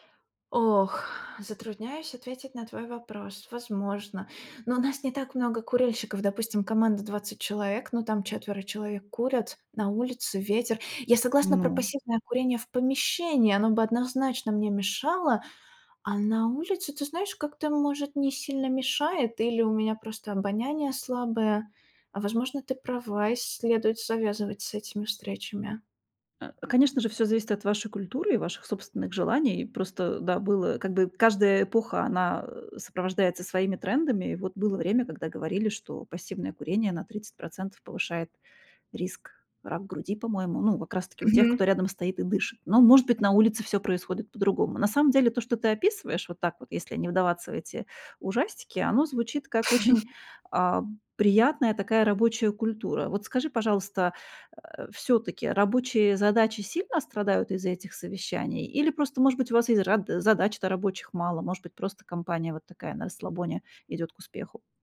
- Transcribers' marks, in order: tapping; chuckle
- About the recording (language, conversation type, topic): Russian, advice, Как сократить количество бессмысленных совещаний, которые отнимают рабочее время?